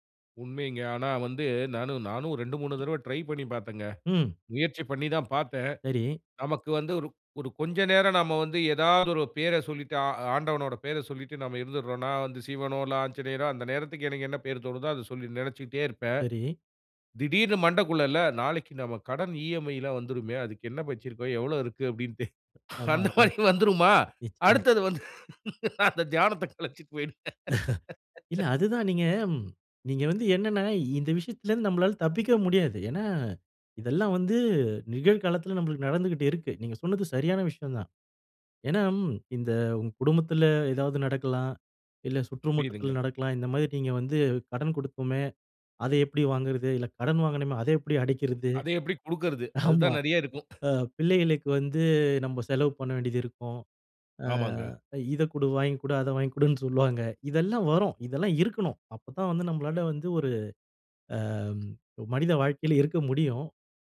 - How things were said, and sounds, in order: other background noise; other noise; in English: "இஎம்ஐல்லாம்"; "வச்சிருக்கோம்" said as "பச்சிருக்கோம்"; laughing while speaking: "அப்படுன்தே அந்த மாதிரி வந்துருமா? அடுத்தது வந்து நான் அந்த தியானத்த கலச்சுட்டு போயிடுவேன்"; "அப்படின்ட்டு" said as "அப்படுன்தே"; laugh; "சுற்றுவட்டத்தில" said as "சுற்றுமுட்டத்தில"; laughing while speaking: "அதை எப்படி அடைக்கிறது. ஆமா. ஆ பிள்ளைகளுக்கு"; cough; laughing while speaking: "வாங்கிக்கொடுன்னு சொல்வாங்க"; tapping
- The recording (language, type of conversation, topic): Tamil, podcast, அழுத்தம் அதிகமான நாளை நீங்கள் எப்படிச் சமாளிக்கிறீர்கள்?